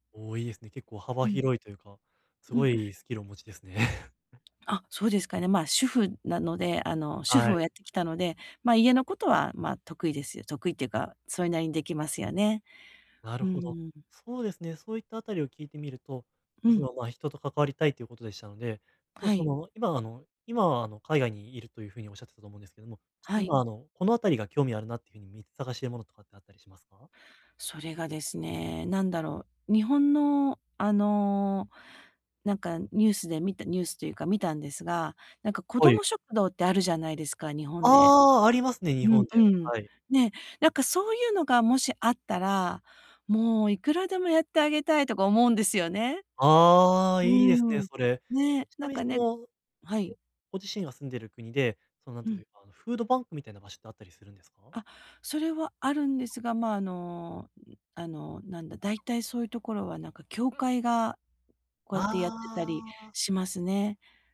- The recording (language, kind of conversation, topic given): Japanese, advice, 限られた時間で、どうすれば周りの人や社会に役立つ形で貢献できますか？
- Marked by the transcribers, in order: laugh; joyful: "ああ、ありますね"; other noise